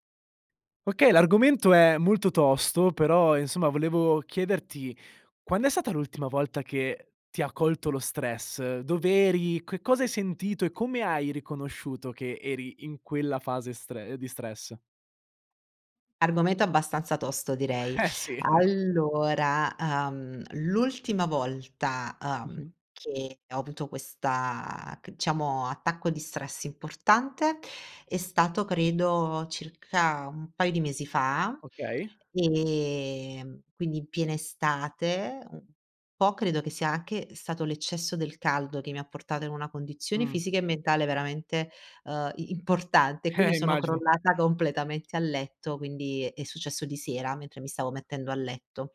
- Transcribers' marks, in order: "diciamo" said as "ciamo"
- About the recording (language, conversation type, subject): Italian, podcast, Come gestisci lo stress quando ti assale improvviso?